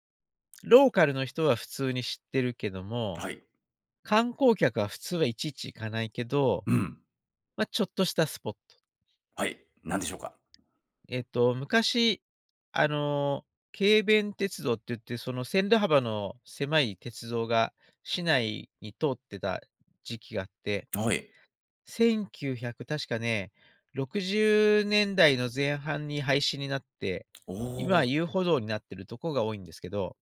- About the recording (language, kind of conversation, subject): Japanese, podcast, 地元の人しか知らない穴場スポットを教えていただけますか？
- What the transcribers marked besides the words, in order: none